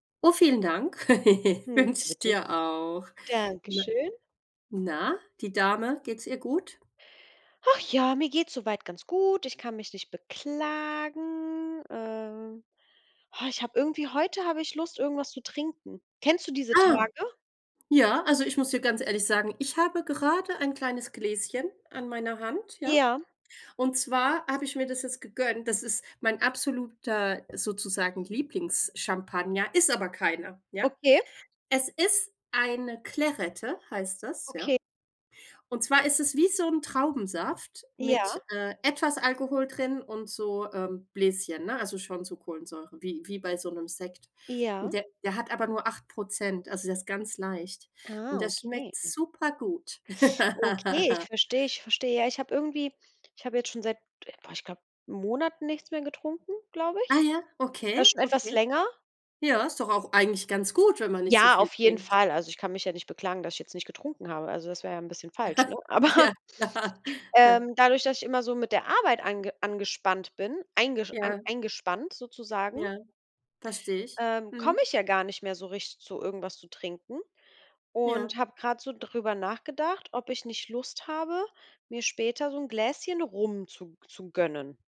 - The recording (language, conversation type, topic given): German, unstructured, Wie findest du die Balance zwischen Arbeit und Freizeit?
- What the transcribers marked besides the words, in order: giggle; unintelligible speech; drawn out: "auch"; drawn out: "beklagen"; other noise; surprised: "Ah"; other background noise; laugh; chuckle; laughing while speaking: "Ja, klar"; chuckle; laughing while speaking: "Aber"